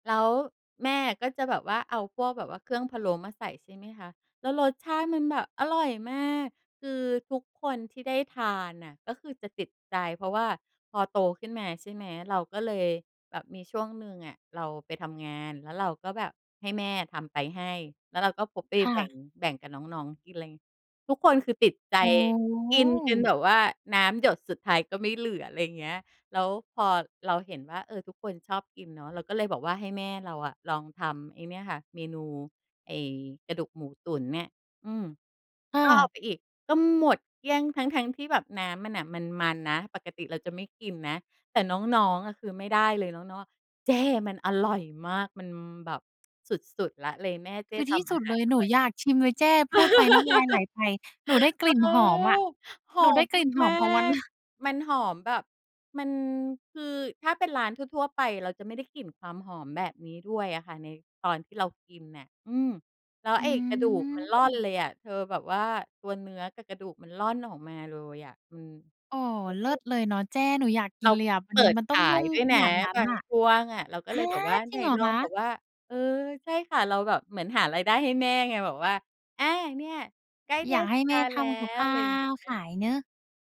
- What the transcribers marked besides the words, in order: put-on voice: "เจ้ มันอร่อยมาก มันแบบสุด ๆ ละ เลยแม่เจ้ทำอาหารอร่อย"; laugh; surprised: "ฮะ !"
- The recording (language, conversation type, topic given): Thai, podcast, มื้อเย็นที่บ้านของคุณเป็นแบบไหน?